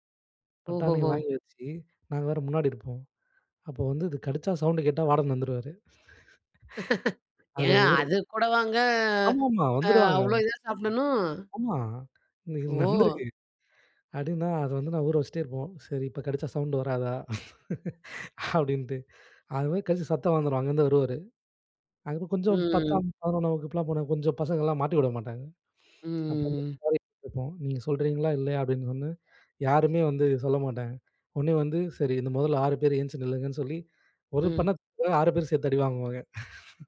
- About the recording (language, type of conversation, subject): Tamil, podcast, பள்ளிக்கால நினைவில் உனக்கு மிகப்பெரிய பாடம் என்ன?
- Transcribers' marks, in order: other background noise; laughing while speaking: "ஏங்க அதுக்கூடவாங்க"; chuckle; laughing while speaking: "நடந்திருக்கு"; laughing while speaking: "அப்படின்ட்டு"; unintelligible speech; "தப்புக்கு" said as "புக்கு"; laugh